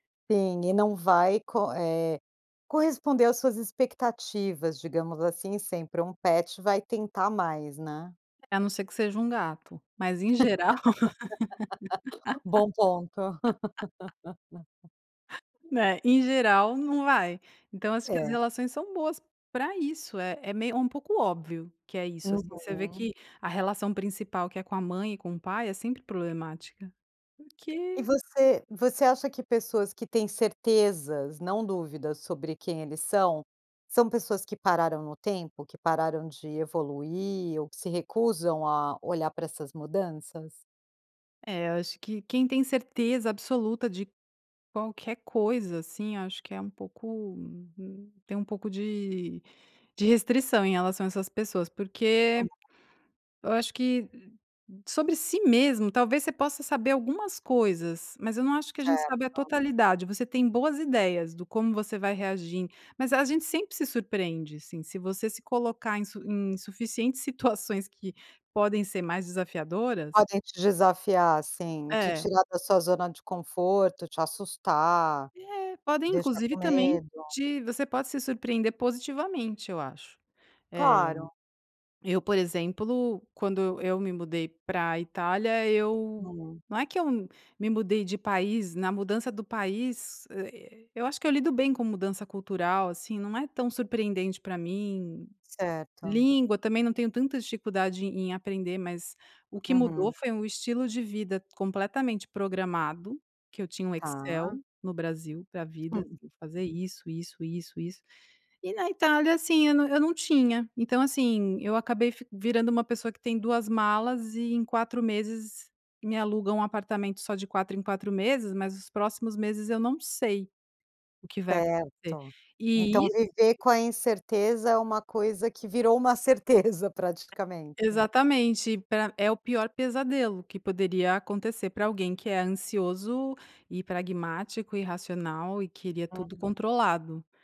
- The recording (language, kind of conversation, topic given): Portuguese, podcast, Como você lida com dúvidas sobre quem você é?
- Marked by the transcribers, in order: laugh; laugh; snort; tapping; laughing while speaking: "uma certeza"